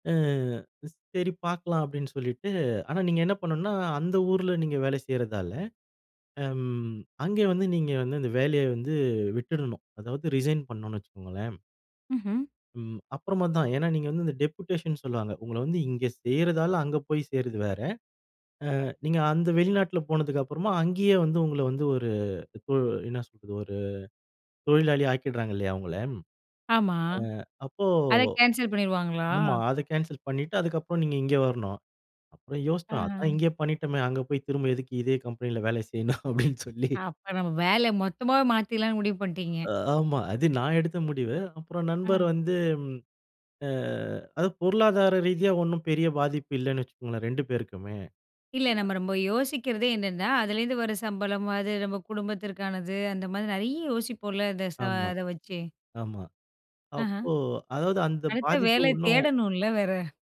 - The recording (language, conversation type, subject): Tamil, podcast, வேலை மாற்ற முடிவு எடுத்த அனுபவம் பகிர முடியுமா?
- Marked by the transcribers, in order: in English: "ரிசைன்"; in English: "டெப்யூடேஷன்னு"; in English: "கேன்சல்"; in English: "கேன்சல்"; laughing while speaking: "அங்க போய் திரும்ப எதுக்கு இதே கம்பெனியில வேல செய்யணும் அப்டின் சொல்லி"; other noise